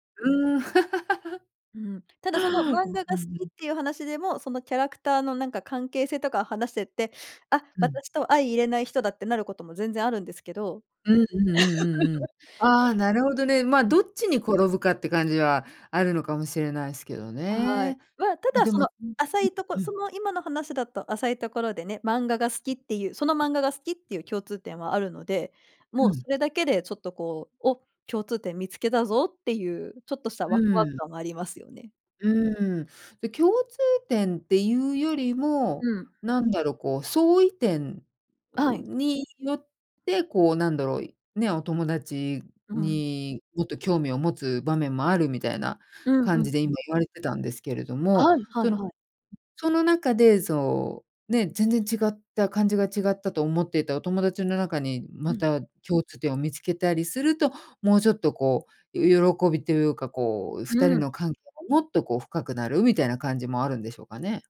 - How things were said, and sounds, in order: laugh; laugh; other background noise; unintelligible speech; tapping
- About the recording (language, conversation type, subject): Japanese, podcast, 共通点を見つけるためには、どのように会話を始めればよいですか?